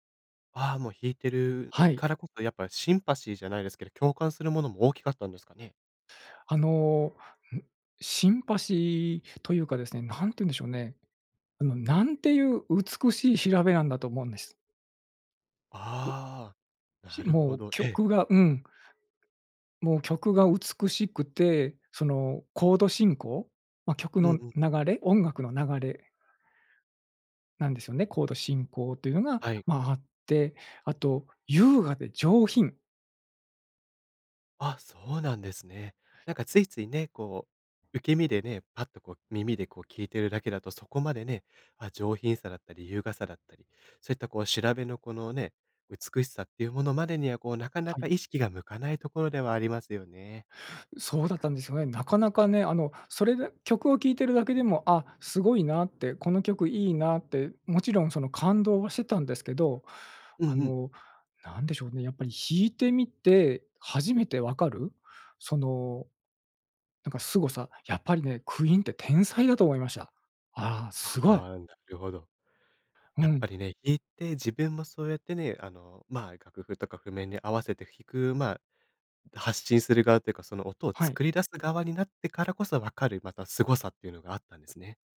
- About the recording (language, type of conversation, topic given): Japanese, podcast, 子どもの頃の音楽体験は今の音楽の好みに影響しますか？
- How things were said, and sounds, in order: other noise